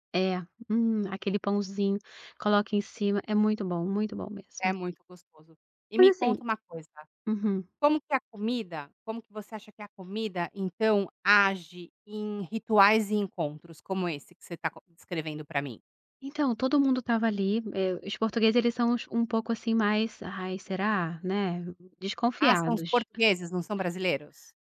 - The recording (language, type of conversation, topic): Portuguese, podcast, Como a comida influencia a sensação de pertencimento?
- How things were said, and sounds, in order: tapping